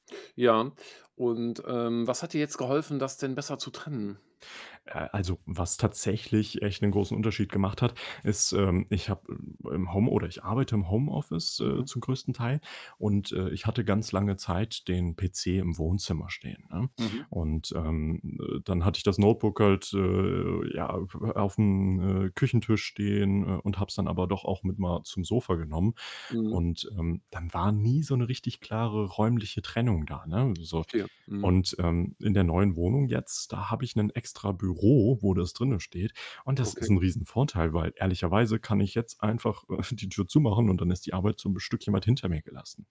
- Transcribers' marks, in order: other background noise; static; chuckle
- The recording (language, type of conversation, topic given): German, podcast, Wie setzt du klare Grenzen zwischen Job und Privatleben?